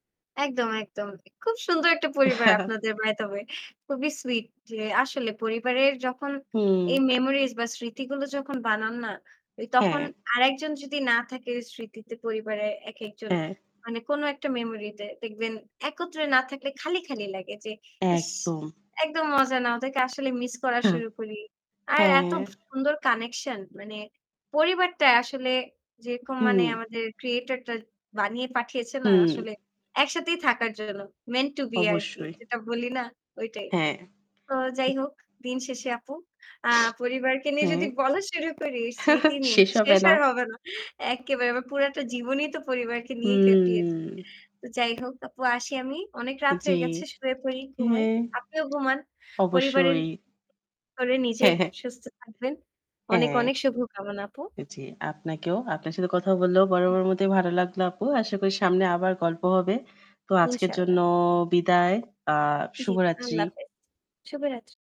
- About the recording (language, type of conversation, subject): Bengali, unstructured, তোমার জীবনের সবচেয়ে সুন্দর পারিবারিক স্মৃতি কোনটি?
- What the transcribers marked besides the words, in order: other background noise; chuckle; static; tapping; "যেরকম" said as "যেকম"; in English: "মেন্ট টু বি"; snort; chuckle; drawn out: "হুম"; drawn out: "জন্য"